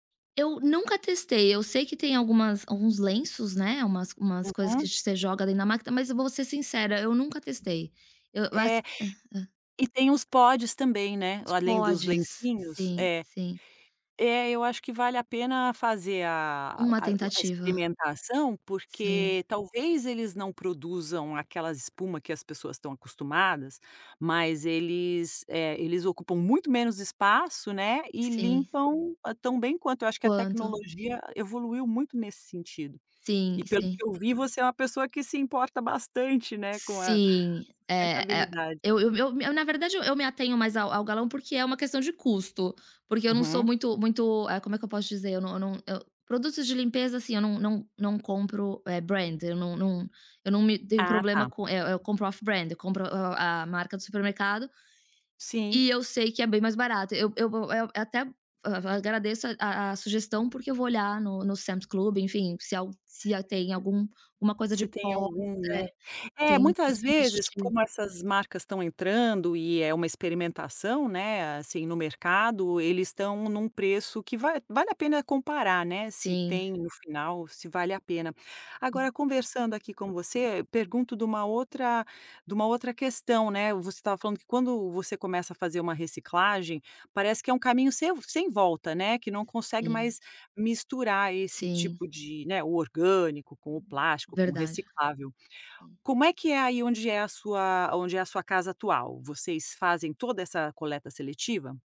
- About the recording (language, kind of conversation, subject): Portuguese, podcast, Que hábitos diários ajudam você a reduzir lixo e desperdício?
- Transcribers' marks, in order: tapping; in English: "pods"; in English: "pods"; other background noise; in English: "brand"; in English: "off brand"